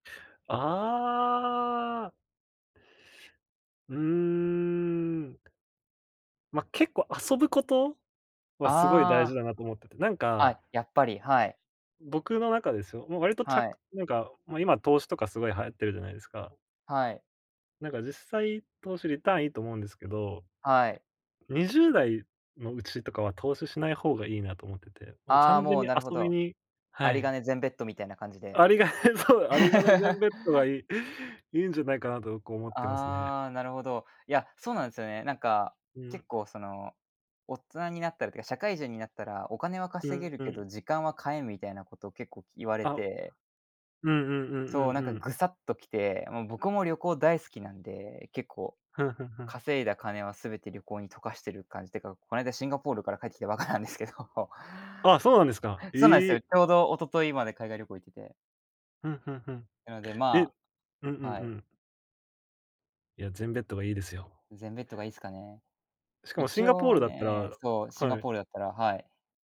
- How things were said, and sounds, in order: laughing while speaking: "有り金そう"; laugh
- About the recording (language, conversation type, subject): Japanese, unstructured, 将来のために今できることは何ですか？